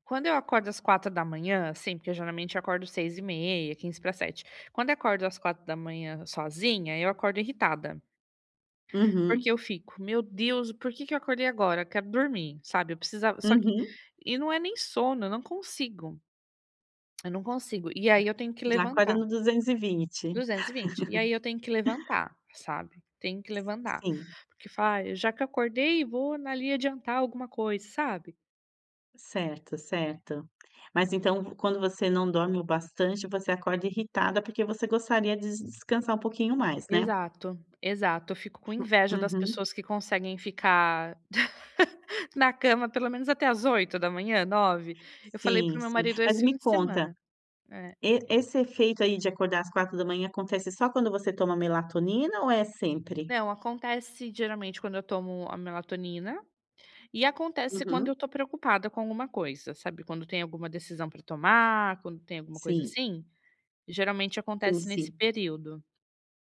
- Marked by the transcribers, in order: tapping; other noise; laugh; laugh
- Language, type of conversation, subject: Portuguese, advice, Como posso desacelerar de forma simples antes de dormir?